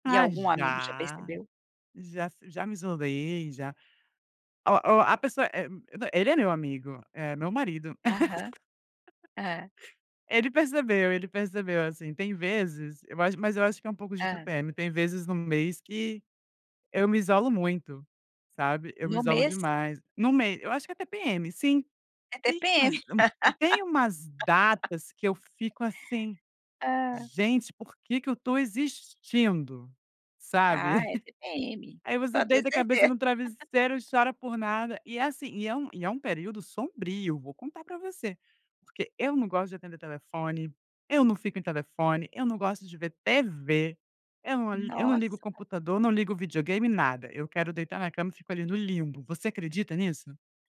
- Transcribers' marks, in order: laugh; laugh; tapping; laugh; laugh
- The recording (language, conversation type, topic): Portuguese, podcast, Como apoiar um amigo que está se isolando?